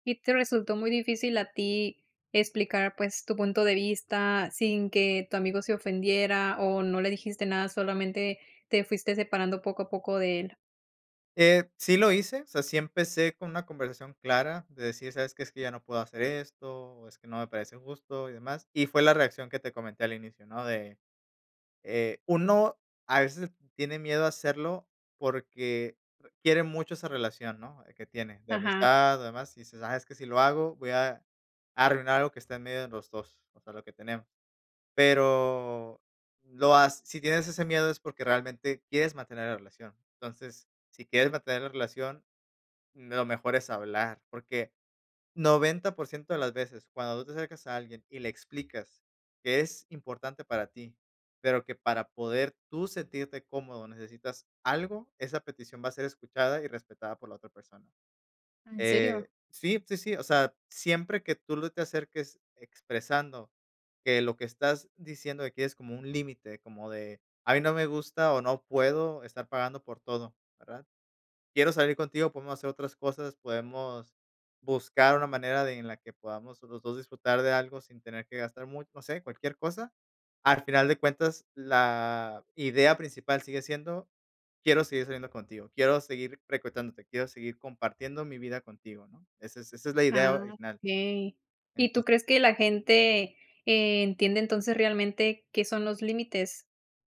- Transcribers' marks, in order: none
- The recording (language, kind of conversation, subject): Spanish, podcast, ¿Cómo puedo poner límites con mi familia sin que se convierta en una pelea?